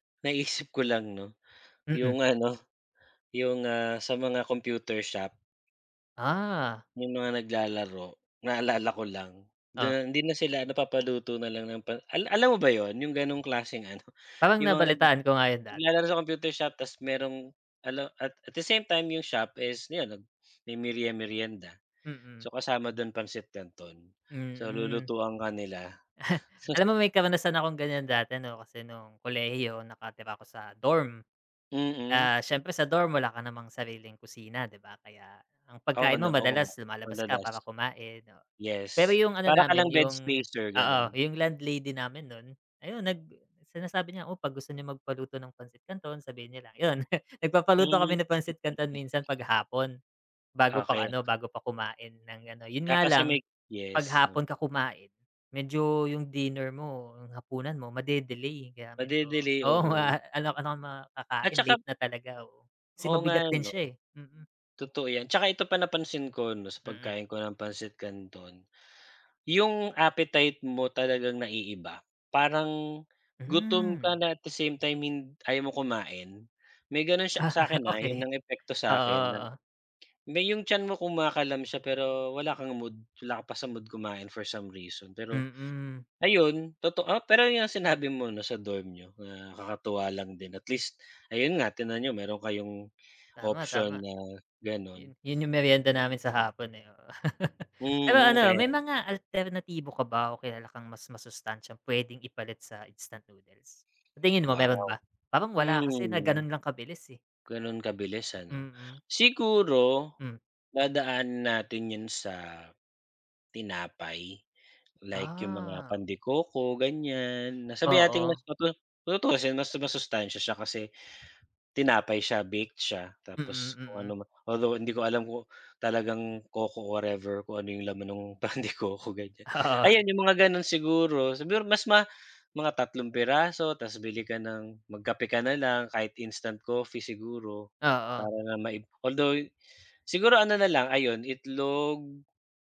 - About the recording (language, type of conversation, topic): Filipino, unstructured, Sa tingin mo ba nakasasama sa kalusugan ang pagkain ng instant noodles araw-araw?
- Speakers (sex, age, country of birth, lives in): male, 35-39, Philippines, Philippines; male, 40-44, Philippines, Philippines
- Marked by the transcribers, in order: tapping; other background noise; chuckle; giggle; chuckle; other noise; chuckle; laughing while speaking: "pan de coco"